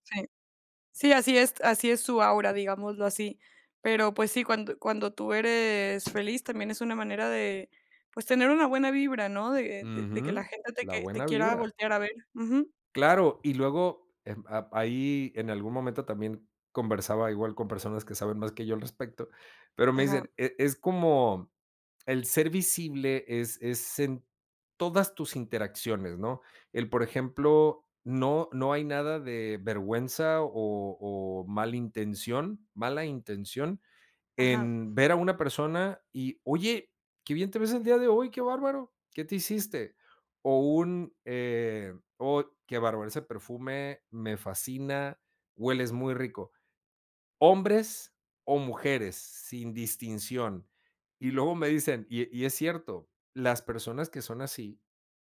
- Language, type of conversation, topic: Spanish, podcast, ¿Por qué crees que la visibilidad es importante?
- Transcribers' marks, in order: none